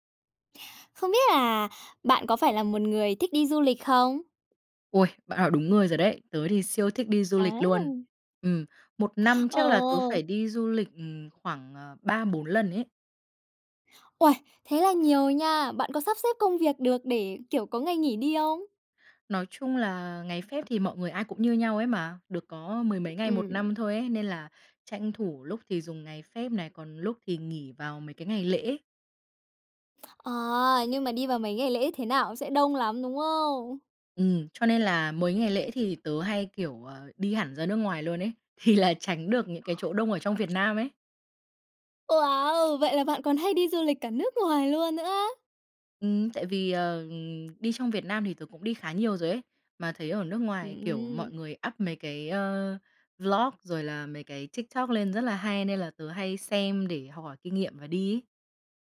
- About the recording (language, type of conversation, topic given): Vietnamese, podcast, Bạn có thể kể về một sai lầm khi đi du lịch và bài học bạn rút ra từ đó không?
- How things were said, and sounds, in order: tapping; surprised: "Ôi, thế là nhiều nha!"; other noise; laughing while speaking: "thì là tránh"; gasp; surprised: "Wow! Vậy là bạn còn … luôn nữa á?"; in English: "up"; in English: "vlog"